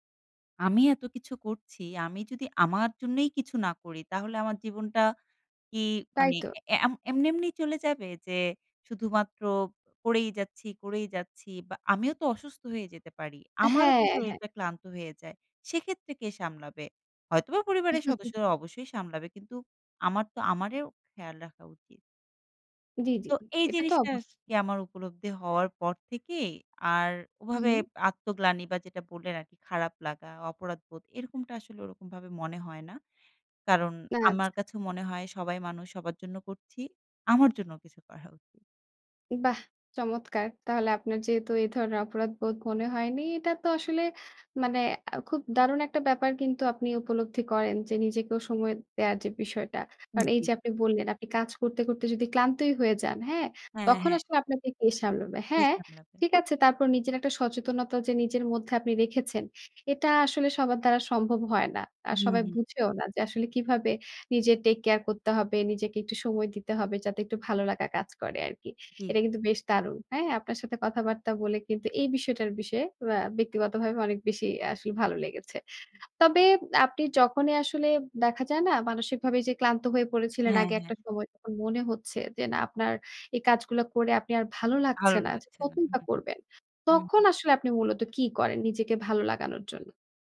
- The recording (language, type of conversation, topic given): Bengali, podcast, নিজেকে সময় দেওয়া এবং আত্মযত্নের জন্য আপনার নিয়মিত রুটিনটি কী?
- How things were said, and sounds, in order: laugh; "আর" said as "আশ"; tapping; "যখনই" said as "জকনে"